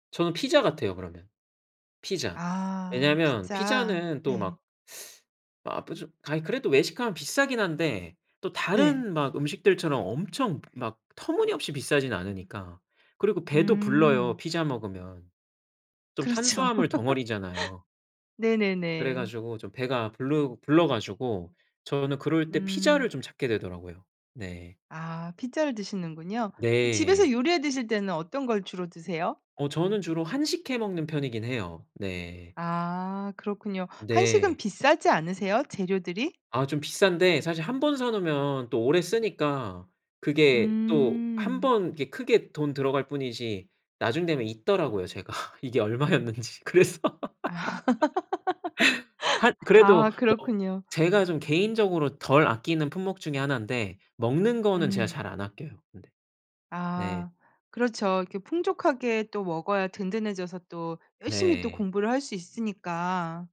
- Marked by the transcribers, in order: teeth sucking; tapping; laughing while speaking: "그렇죠"; laugh; laughing while speaking: "제가 이게 얼마였는지. 그래서"; laugh
- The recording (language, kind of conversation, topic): Korean, podcast, 생활비를 절약하는 습관에는 어떤 것들이 있나요?